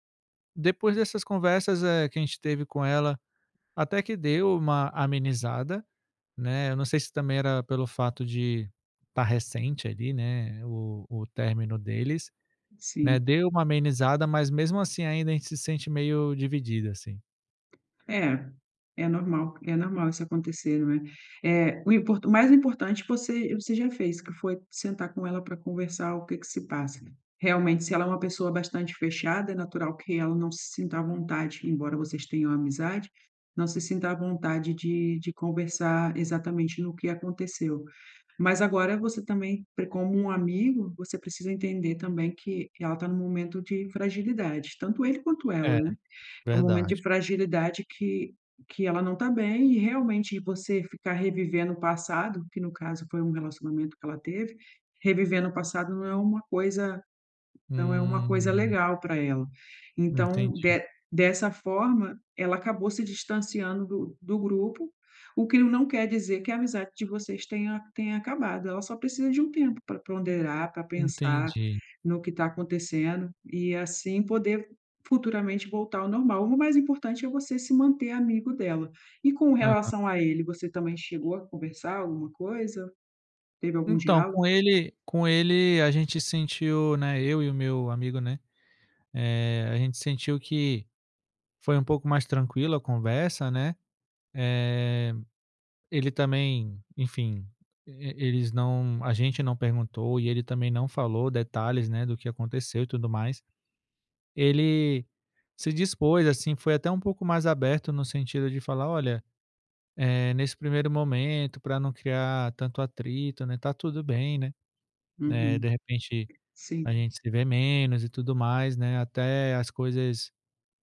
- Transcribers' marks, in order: tapping
- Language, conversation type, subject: Portuguese, advice, Como resolver desentendimentos com um amigo próximo sem perder a amizade?